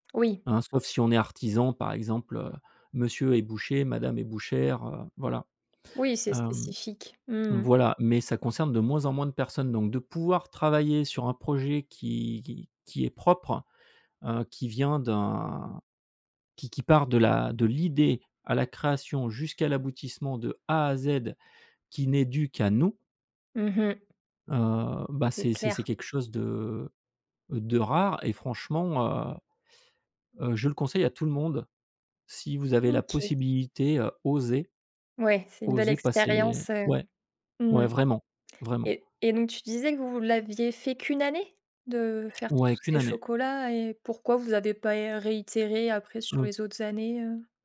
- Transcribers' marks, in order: none
- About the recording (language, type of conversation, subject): French, podcast, Peux-tu nous raconter une collaboration créative mémorable ?